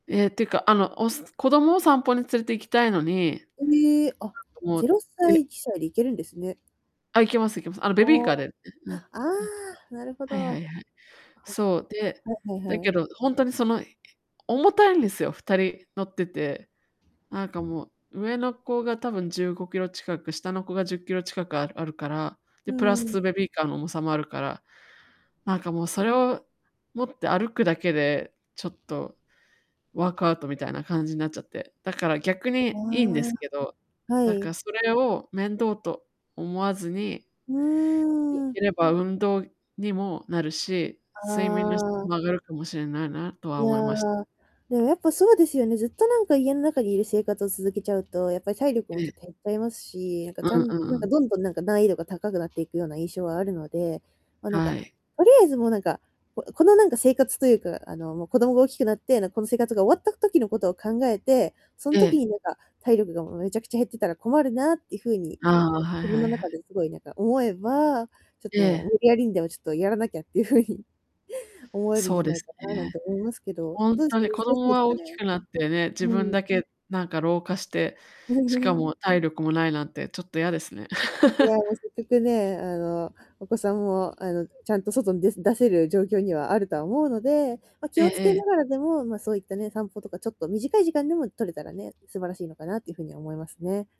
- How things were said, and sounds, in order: distorted speech; other background noise; static; laughing while speaking: "やらなきゃっていうふうに"; chuckle; laugh
- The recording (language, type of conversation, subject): Japanese, advice, 寝起きのだるさを減らすにはどうしたらいいですか？